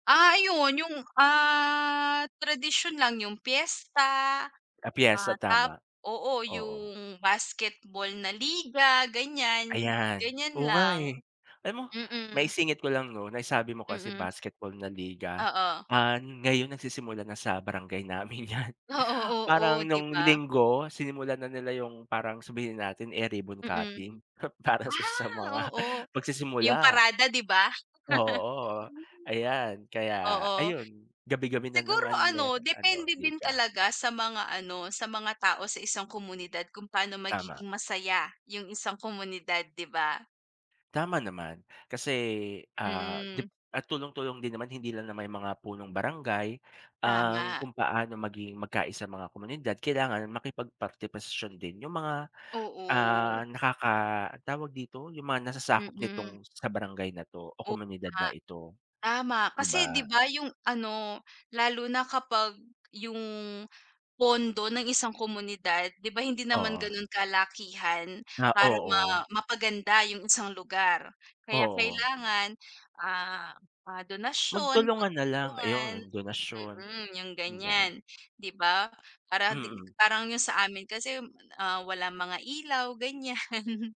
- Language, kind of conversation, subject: Filipino, unstructured, Paano mo ipinagdiriwang ang mga espesyal na okasyon kasama ang inyong komunidad?
- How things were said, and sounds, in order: drawn out: "ah"; other background noise; tapping; laughing while speaking: "namin 'yan"; background speech; chuckle; snort; laughing while speaking: "para sa sa mga"; "makipag-partisipasyon" said as "partipasyon"; unintelligible speech; laughing while speaking: "ganiyan"